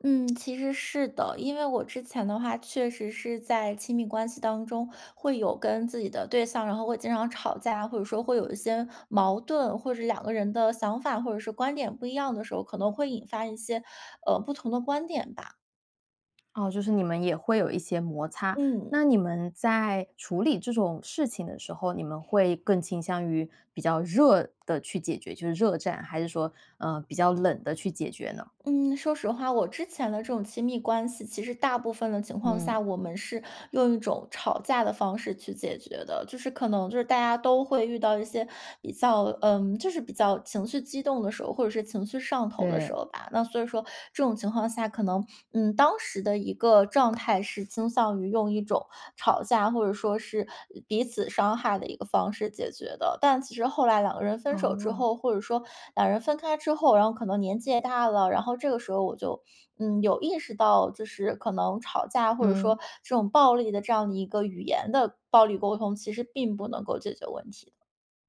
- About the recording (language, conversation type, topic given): Chinese, podcast, 在亲密关系里你怎么表达不满？
- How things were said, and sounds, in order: other background noise